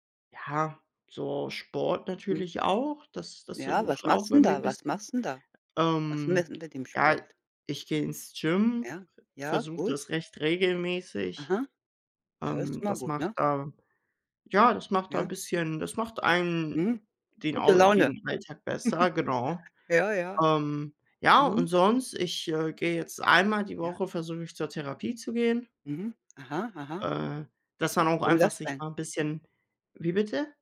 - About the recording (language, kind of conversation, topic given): German, unstructured, Was macht dich in deinem Alltag glücklich?
- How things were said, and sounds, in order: unintelligible speech; chuckle